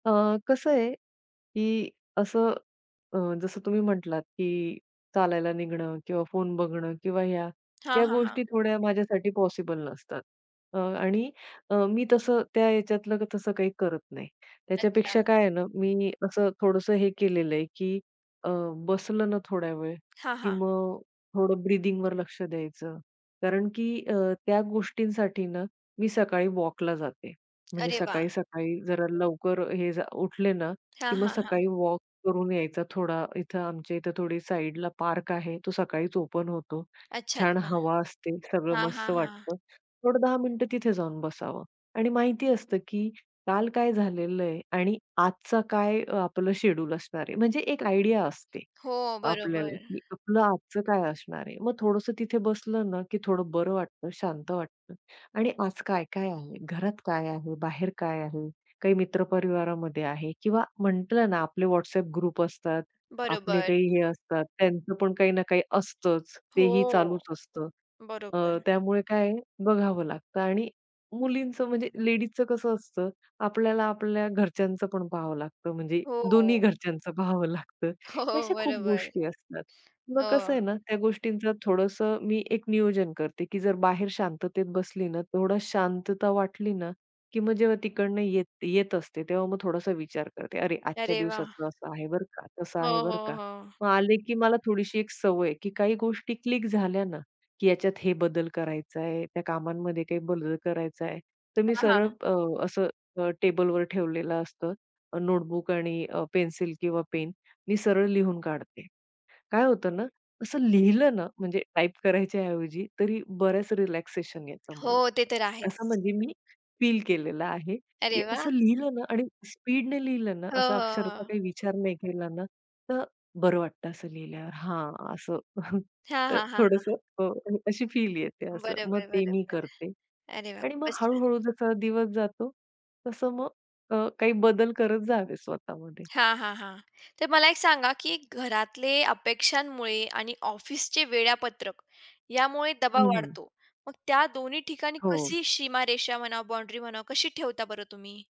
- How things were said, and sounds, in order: tapping; in English: "ब्रिदिंगवर"; in English: "ओपन"; other background noise; in English: "आयडिया"; in English: "ग्रुप"; laughing while speaking: "घरच्यांच पाहावं लागतं"; chuckle; in English: "रिलॅक्सेशन"; chuckle
- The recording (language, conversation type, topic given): Marathi, podcast, दैनंदिन दडपणातून सुटका मिळवण्यासाठी तुम्ही काय करता?